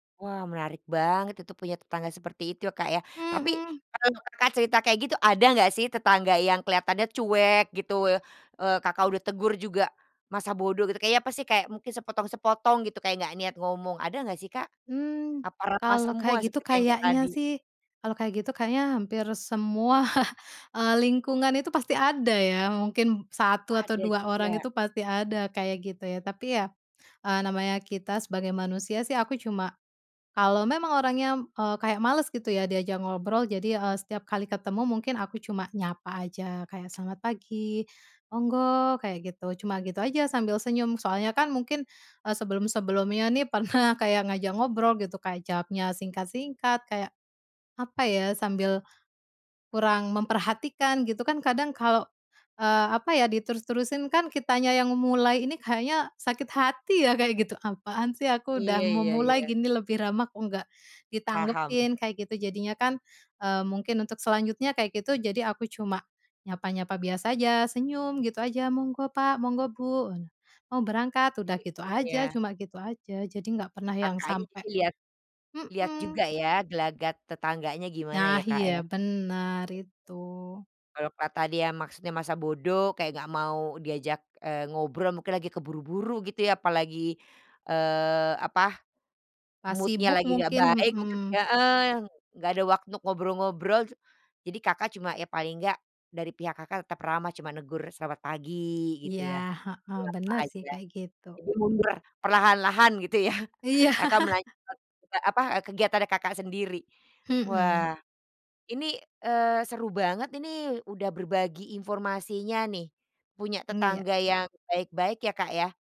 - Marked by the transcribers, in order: other background noise; laughing while speaking: "semua"; laughing while speaking: "pernah"; tapping; in English: "mood-nya"; laughing while speaking: "Iya"; laughing while speaking: "ya"
- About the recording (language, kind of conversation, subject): Indonesian, podcast, Bagaimana cara memulai percakapan ringan dengan tetangga yang belum Anda kenal?